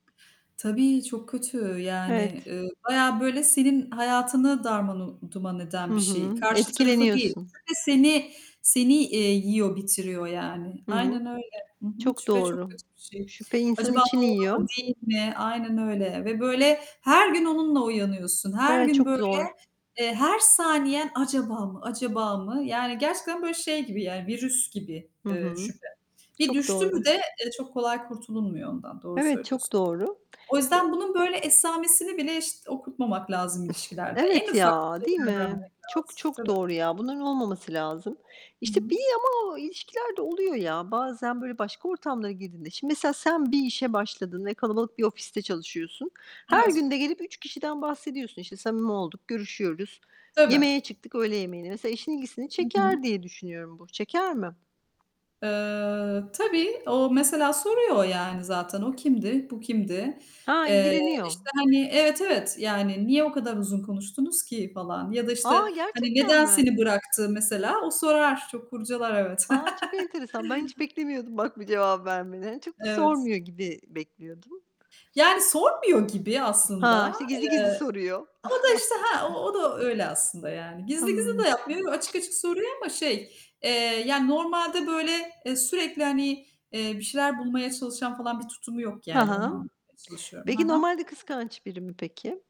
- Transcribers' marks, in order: other background noise; distorted speech; unintelligible speech; chuckle; unintelligible speech; laugh; chuckle; static
- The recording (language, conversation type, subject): Turkish, unstructured, Partnerinizin hayatını kontrol etmeye çalışmak sizce doğru mu?
- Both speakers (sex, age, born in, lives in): female, 40-44, Turkey, Netherlands; female, 40-44, Turkey, United States